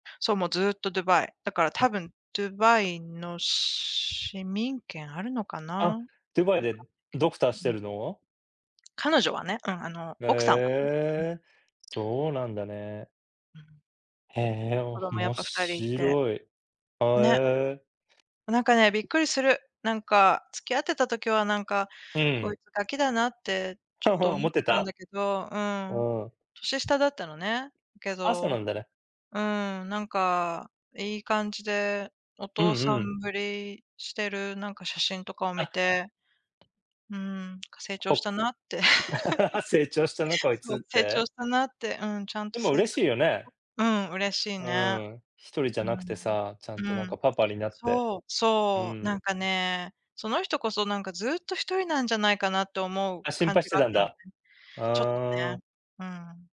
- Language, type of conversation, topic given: Japanese, unstructured, 昔の恋愛を忘れられないのは普通ですか？
- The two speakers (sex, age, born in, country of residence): female, 45-49, Japan, United States; male, 40-44, Japan, United States
- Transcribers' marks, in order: chuckle; laugh; giggle; unintelligible speech